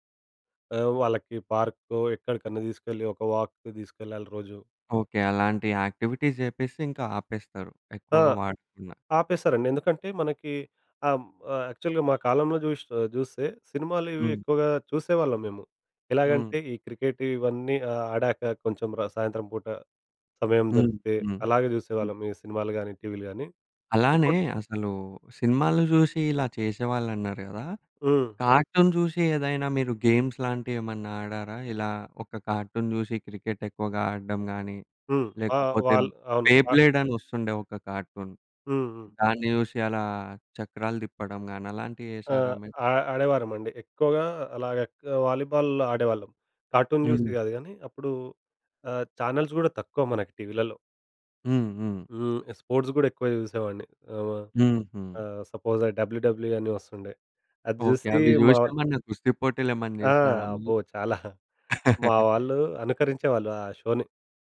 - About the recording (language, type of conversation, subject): Telugu, podcast, చిన్నప్పుడు మీరు చూసిన కార్టూన్లు మీ ఆలోచనలను ఎలా మార్చాయి?
- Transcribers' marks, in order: in English: "పార్క్‌కో"; in English: "వాక్‌కి"; in English: "యాక్టివిటీస్"; in English: "యాక్చువల్‌గా"; in English: "కార్టూన్"; in English: "గేమ్స్"; in English: "కార్టూన్"; in English: "బె బ్లేడ్"; in English: "కార్టూన్"; in English: "చానెల్స్"; in English: "స్పోర్ట్స్"; in English: "సపోజ్"; in English: "డబ్ల్యూడబ్ల్యూఈ"; chuckle; in English: "షోని"